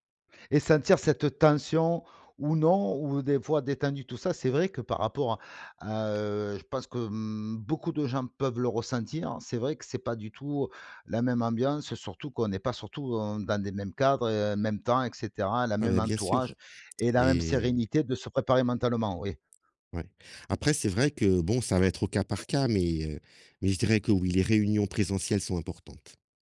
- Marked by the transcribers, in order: stressed: "tension"; other background noise
- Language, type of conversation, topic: French, podcast, Peux-tu me parler de ton expérience avec le télétravail ?